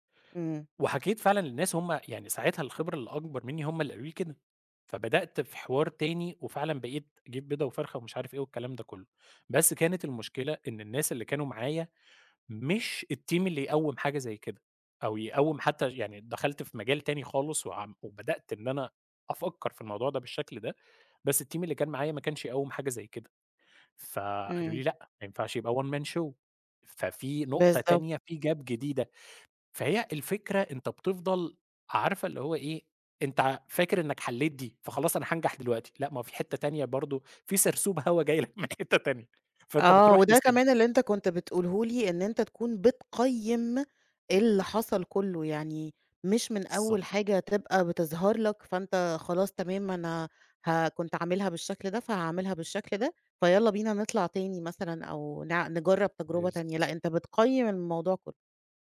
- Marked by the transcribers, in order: in English: "الteam"; in English: "الteam"; in English: "one man show"; in English: "gap"; laughing while speaking: "جاي لك من حتّة تانية"; tapping; other background noise
- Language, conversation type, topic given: Arabic, podcast, بتشارك فشلك مع الناس؟ ليه أو ليه لأ؟